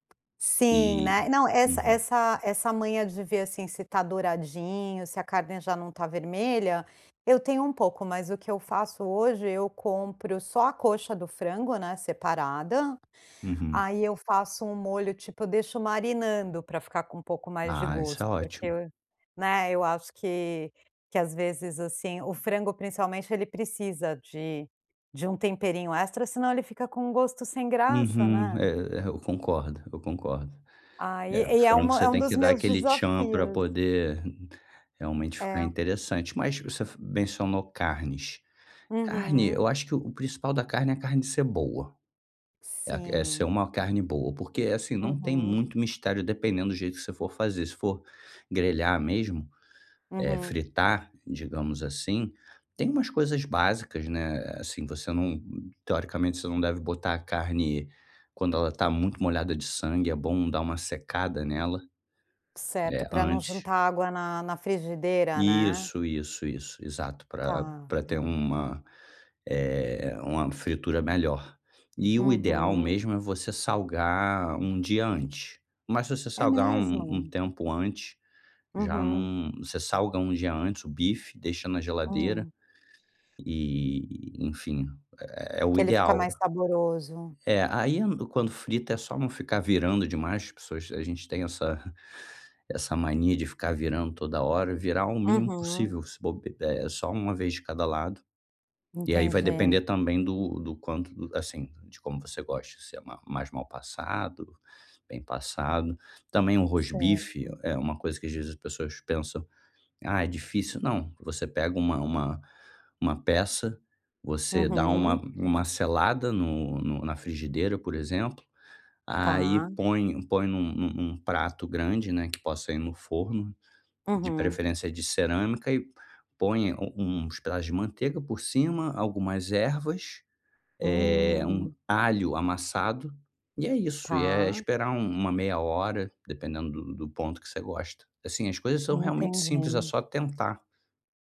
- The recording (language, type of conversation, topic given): Portuguese, advice, Como posso me sentir mais seguro ao cozinhar pratos novos?
- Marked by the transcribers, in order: tapping